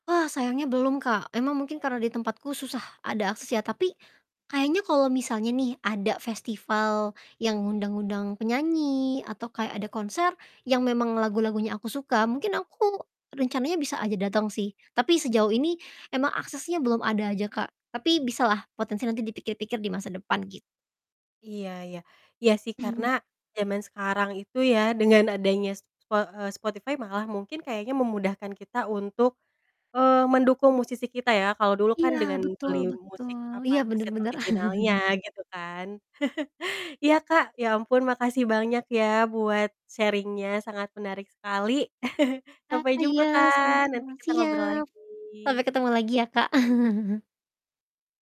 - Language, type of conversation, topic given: Indonesian, podcast, Bagaimana teknologi, seperti layanan streaming, mengubah selera musik kamu?
- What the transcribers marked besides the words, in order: other background noise; distorted speech; chuckle; in English: "sharing-nya"; chuckle; chuckle